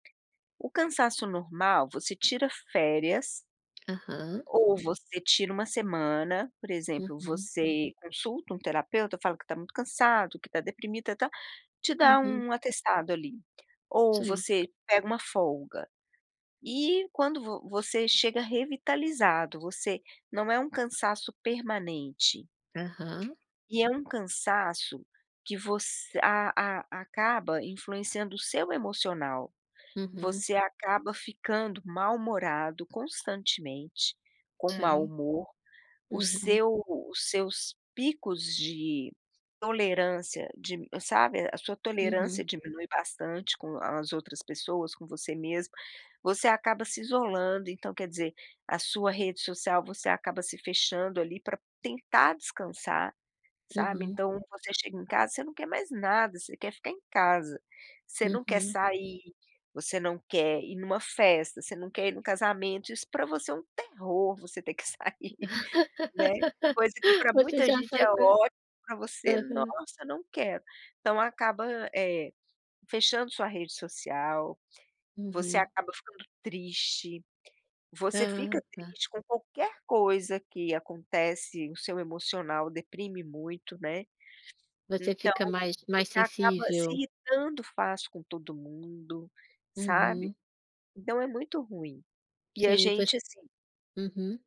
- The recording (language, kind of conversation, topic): Portuguese, podcast, O que você faz quando sente esgotamento profissional?
- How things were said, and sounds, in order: tapping; laugh